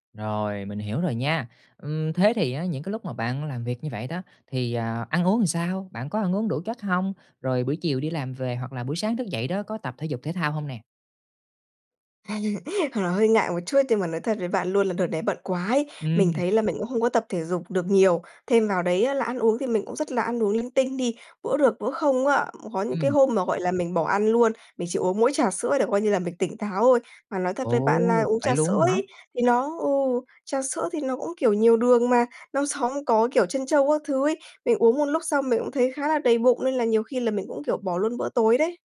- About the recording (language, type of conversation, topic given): Vietnamese, advice, Vì sao tôi hay trằn trọc sau khi uống cà phê hoặc rượu vào buổi tối?
- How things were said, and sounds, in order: "làm" said as "ừn"; laugh; laughing while speaking: "sóng"